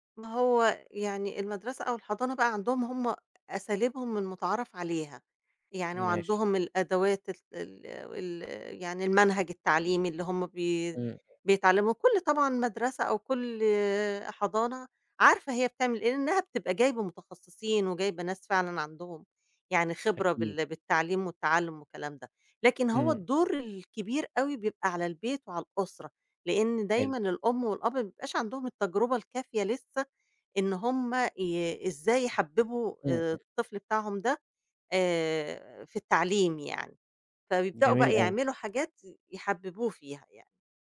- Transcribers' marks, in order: none
- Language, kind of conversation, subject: Arabic, podcast, ازاي بتشجّع الأطفال يحبّوا التعلّم من وجهة نظرك؟